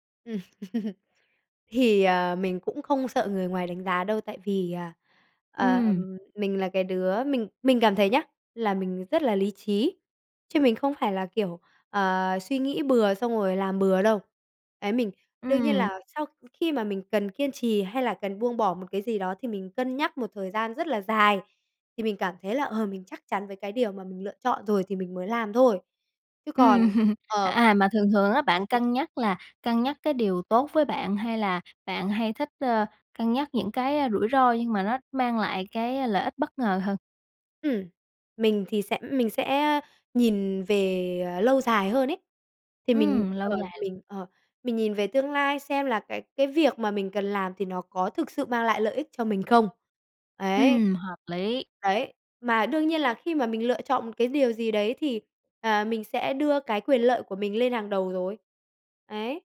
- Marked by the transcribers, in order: laugh; tapping; laugh; laugh
- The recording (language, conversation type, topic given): Vietnamese, podcast, Bạn làm sao để biết khi nào nên kiên trì hay buông bỏ?